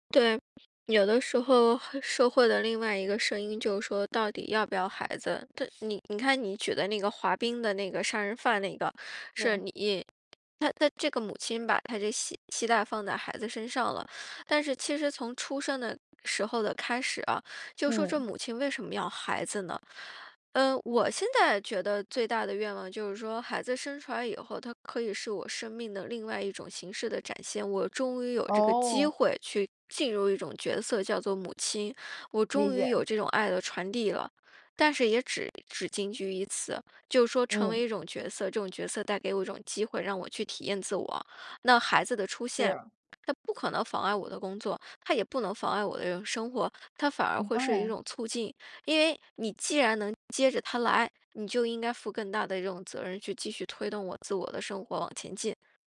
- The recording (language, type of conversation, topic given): Chinese, podcast, 爸妈对你最大的期望是什么?
- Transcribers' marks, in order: other background noise; other noise